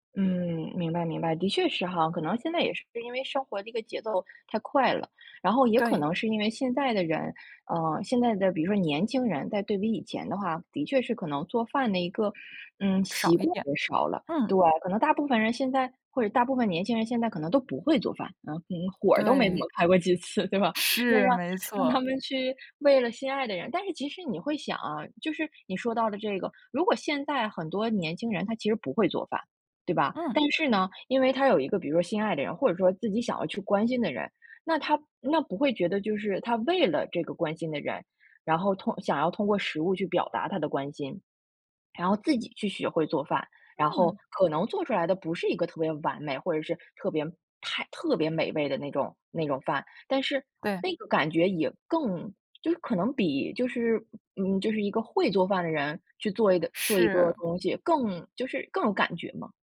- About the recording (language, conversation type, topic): Chinese, podcast, 你会怎么用食物来表达关心？
- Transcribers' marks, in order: laughing while speaking: "几次对吧？"